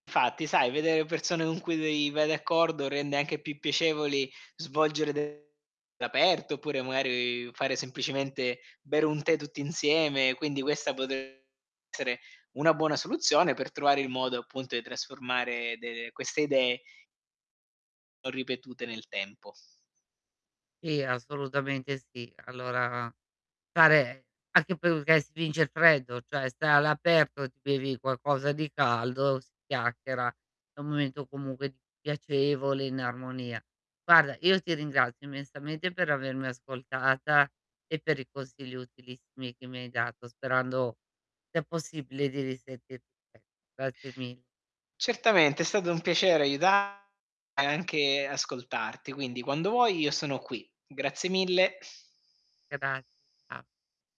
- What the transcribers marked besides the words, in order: distorted speech; "magari" said as "mogari"; "delle" said as "dele"; "Sì" said as "ì"; "perché" said as "peruchè"; other background noise
- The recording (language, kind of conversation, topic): Italian, advice, Come posso trasformare un’idea in un’abitudine che riesco a ripetere con costanza?